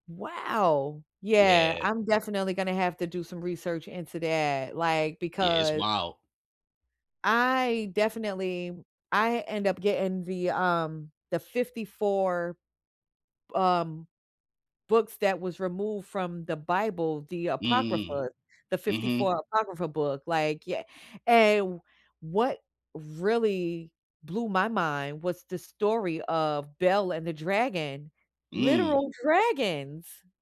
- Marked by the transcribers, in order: "Apocrypha" said as "Apocrypher"; other background noise
- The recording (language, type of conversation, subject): English, unstructured, How do discoveries change the way we see the world?
- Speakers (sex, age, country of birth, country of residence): female, 40-44, United States, United States; male, 30-34, United States, United States